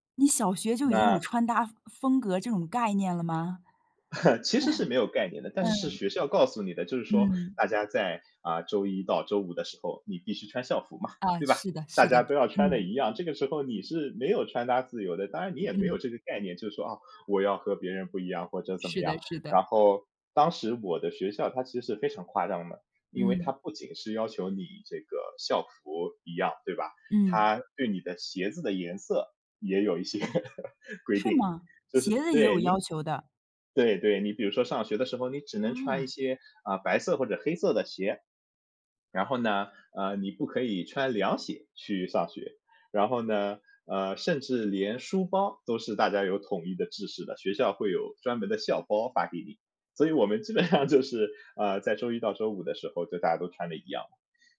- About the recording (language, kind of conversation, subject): Chinese, podcast, 你如何在日常生活中保持风格一致？
- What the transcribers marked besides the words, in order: chuckle; laugh; other background noise; laughing while speaking: "基本上就是"